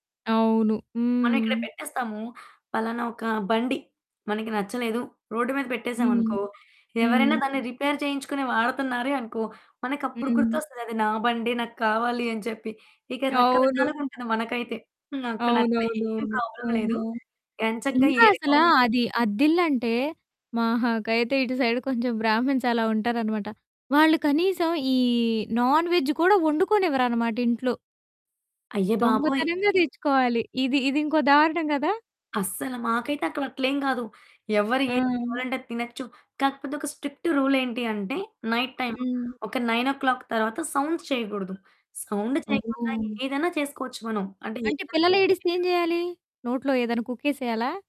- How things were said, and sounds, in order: static; in English: "రిపేర్"; in English: "ప్రాబ్లమ్"; in English: "బ్రాహ్మన్స్"; in English: "నాన్ వెజ్"; other background noise; distorted speech; in English: "స్ట్రిక్ట్ రూల్"; in English: "నైట్ టైమ్"; in English: "నైన్ ఓ క్లాక్"; in English: "సౌండ్స్"; in English: "సౌండ్"
- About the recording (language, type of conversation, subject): Telugu, podcast, ఇల్లు కొనాలా లేక అద్దెకు ఉండాలా అనే నిర్ణయం తీసుకునేటప్పుడు మీరు ఏ విషయాలపై దృష్టి పెడతారు?